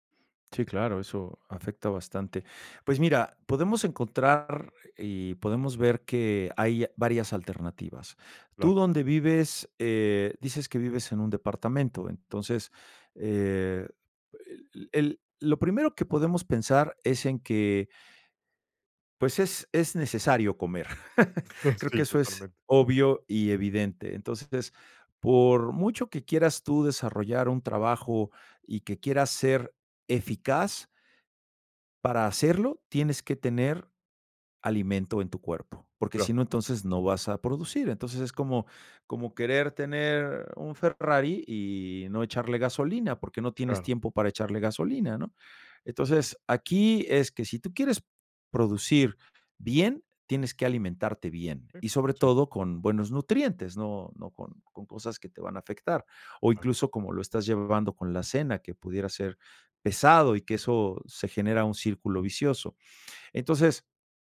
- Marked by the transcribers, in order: other background noise; chuckle; laugh
- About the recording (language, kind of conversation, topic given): Spanish, advice, ¿Cómo puedo organizarme mejor si no tengo tiempo para preparar comidas saludables?